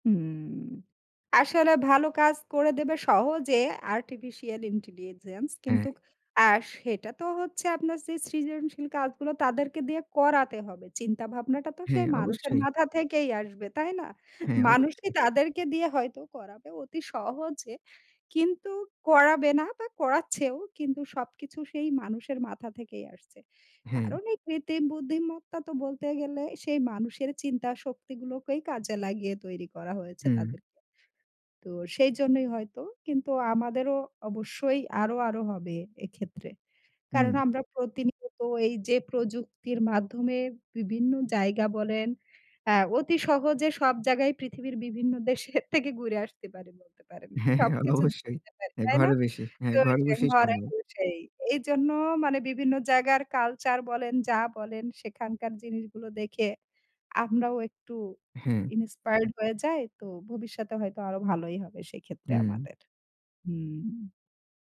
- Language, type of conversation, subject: Bengali, unstructured, প্রযুক্তি কীভাবে আপনাকে আরও সৃজনশীল হতে সাহায্য করে?
- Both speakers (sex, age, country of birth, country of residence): female, 35-39, Bangladesh, Bangladesh; male, 25-29, Bangladesh, Bangladesh
- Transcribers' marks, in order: laughing while speaking: "দেশের থেকে ঘুরে"; chuckle; laughing while speaking: "অবশ্যই"; "বসে" said as "বেসে"; unintelligible speech; in English: "ইনিন্সপায়ারড"